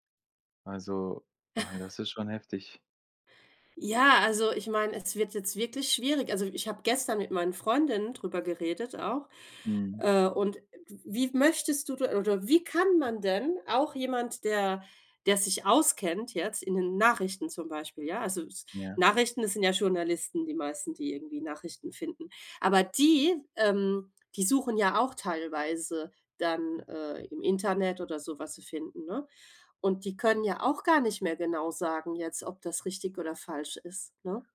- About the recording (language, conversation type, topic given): German, unstructured, Wie verändert Technologie unseren Alltag wirklich?
- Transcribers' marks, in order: chuckle